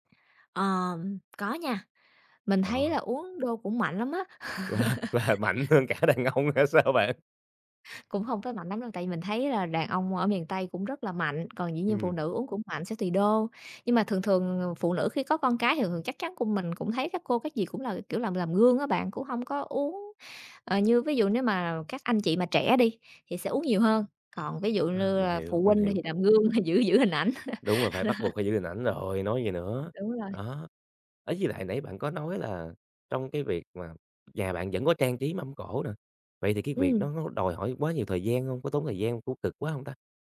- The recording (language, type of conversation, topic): Vietnamese, podcast, Làm sao để bày một mâm cỗ vừa đẹp mắt vừa ấm cúng, bạn có gợi ý gì không?
- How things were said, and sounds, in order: laughing while speaking: "Và và mạnh hơn cả đàn ông hay sao bạn?"; laugh; other background noise; chuckle; laugh